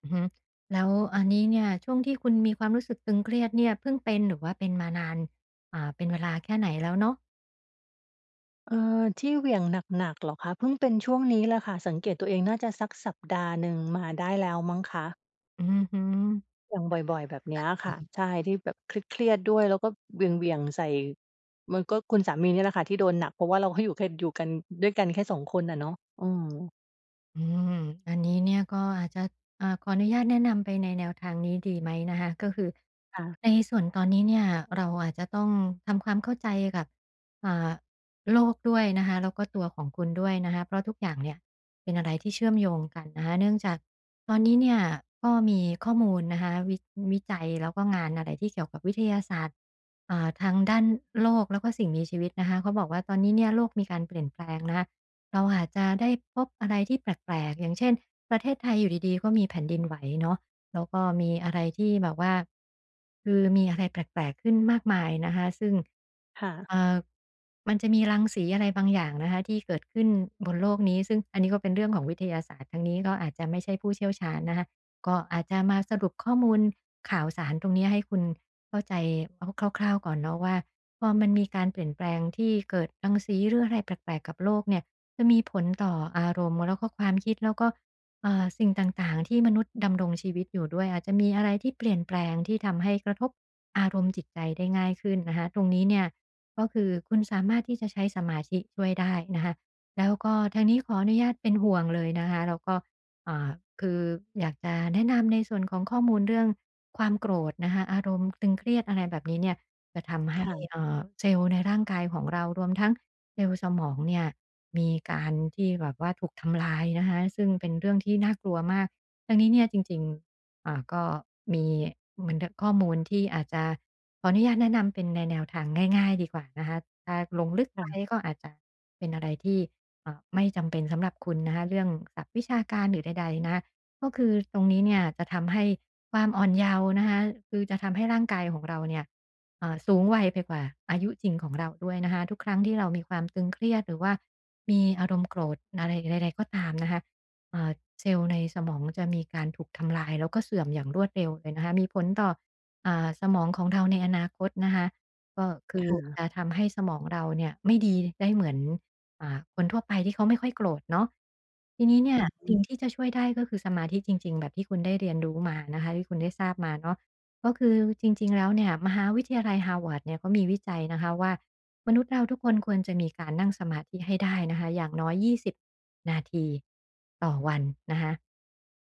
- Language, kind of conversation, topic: Thai, advice, ฉันจะใช้การหายใจเพื่อลดความตึงเครียดได้อย่างไร?
- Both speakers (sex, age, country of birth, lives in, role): female, 45-49, Thailand, Thailand, user; female, 50-54, Thailand, Thailand, advisor
- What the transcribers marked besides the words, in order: none